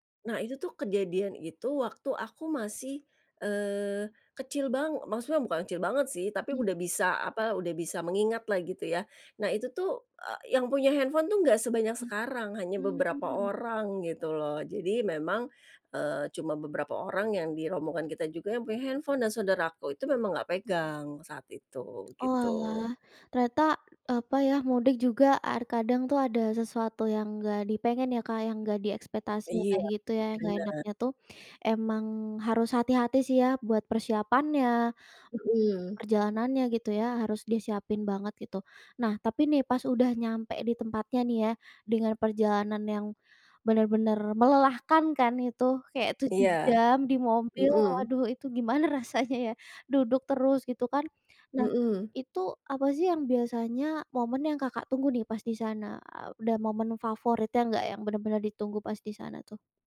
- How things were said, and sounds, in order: other background noise; laughing while speaking: "rasanya"
- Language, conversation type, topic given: Indonesian, podcast, Bisa ceritakan tradisi keluarga yang paling berkesan buatmu?